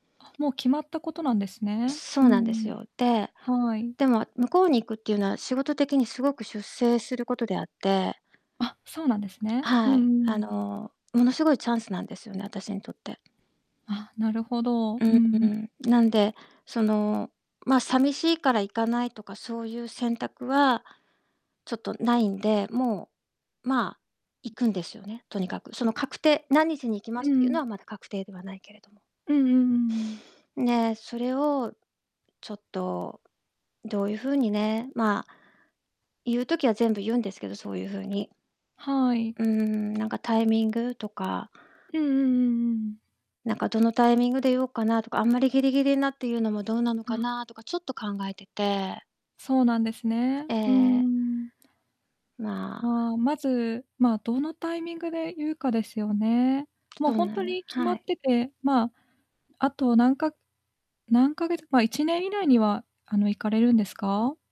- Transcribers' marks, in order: distorted speech; other background noise; tapping
- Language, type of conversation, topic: Japanese, advice, 友人や家族に別れをどのように説明すればよいか悩んでいるのですが、どう伝えるのがよいですか？